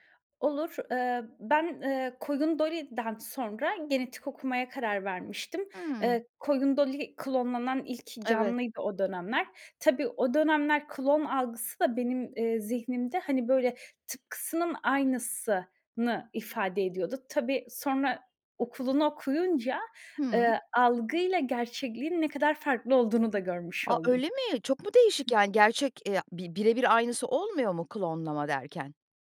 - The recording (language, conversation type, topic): Turkish, podcast, DNA testleri aile hikâyesine nasıl katkı sağlar?
- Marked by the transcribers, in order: tapping; other background noise; surprised: "A, öyle mi?"